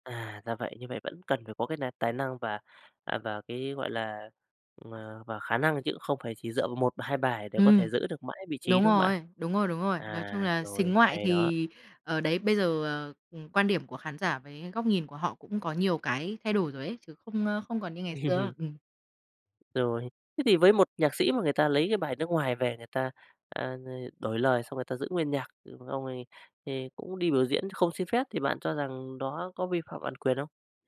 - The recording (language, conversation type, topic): Vietnamese, podcast, Bạn cảm thấy thế nào về việc nhạc nước ngoài được đưa vào Việt Nam và Việt hóa?
- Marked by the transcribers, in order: tapping; other background noise; laugh